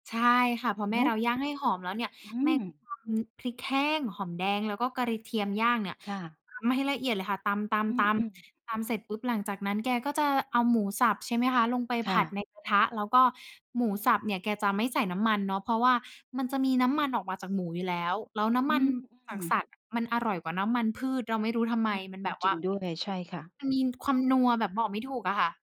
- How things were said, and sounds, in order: "กระเทียม" said as "กระรีเทียม"; tapping
- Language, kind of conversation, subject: Thai, podcast, อาหารหรือกลิ่นอะไรที่ทำให้คุณคิดถึงบ้านมากที่สุด และช่วยเล่าให้ฟังหน่อยได้ไหม?